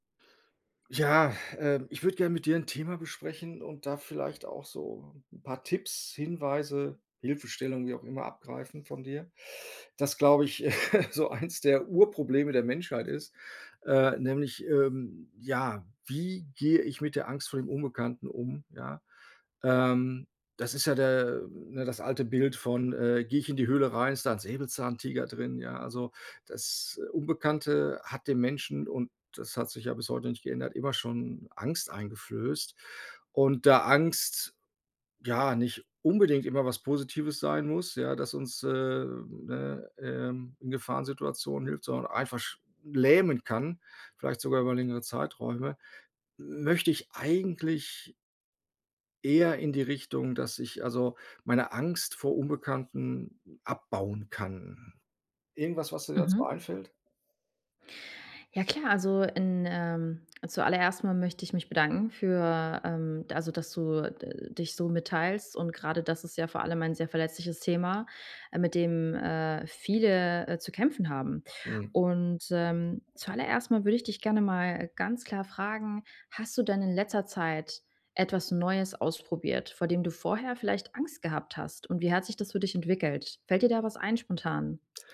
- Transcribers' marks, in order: giggle; "einfach" said as "einfasch"; other background noise
- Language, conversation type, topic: German, advice, Wie gehe ich mit der Angst vor dem Unbekannten um?